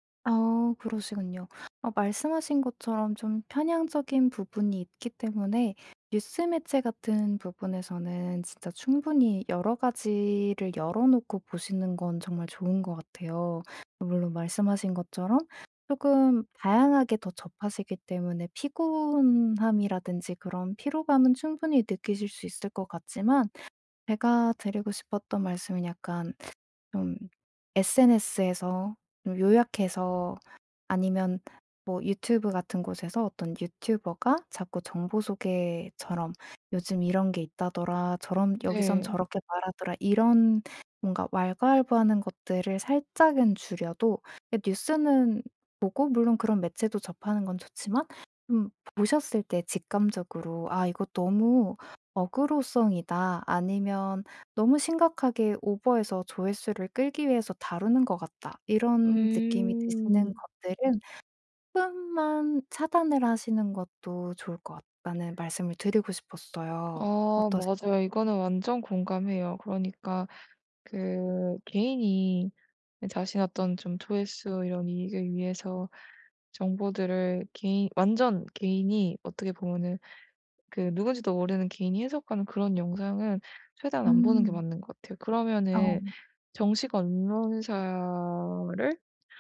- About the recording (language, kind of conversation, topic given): Korean, advice, 정보 과부하와 불확실성에 대한 걱정
- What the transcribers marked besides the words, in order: teeth sucking; other background noise